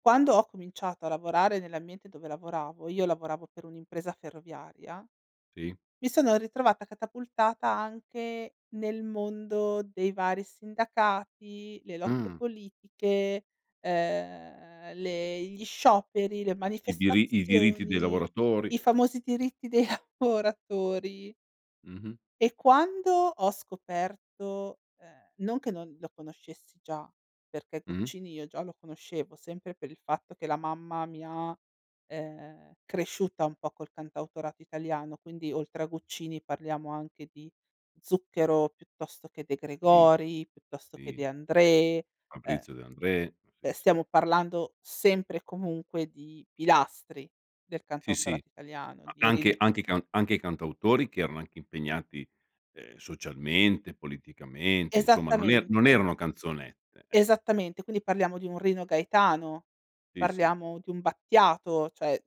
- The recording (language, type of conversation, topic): Italian, podcast, Che canzone useresti come colonna sonora della tua vita?
- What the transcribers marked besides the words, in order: laughing while speaking: "lavoratori"; tapping; "cioè" said as "ceh"